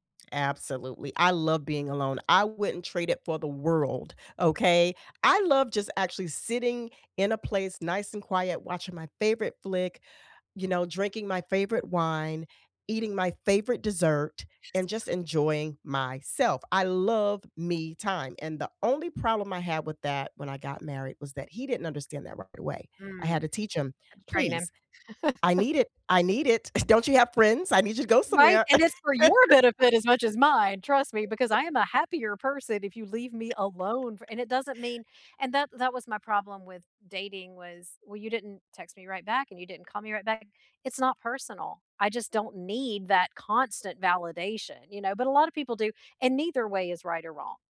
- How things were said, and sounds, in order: chuckle; chuckle; chuckle
- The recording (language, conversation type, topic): English, unstructured, How do you decide what to trust online, avoid rumors, and choose what to share?